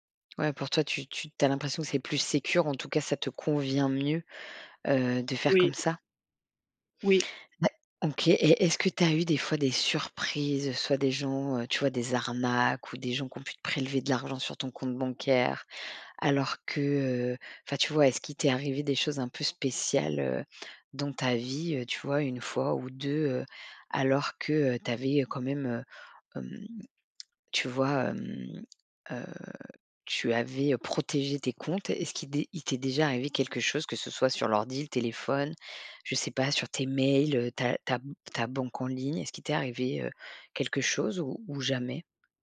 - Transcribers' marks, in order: none
- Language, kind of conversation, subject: French, podcast, Comment protéger facilement nos données personnelles, selon toi ?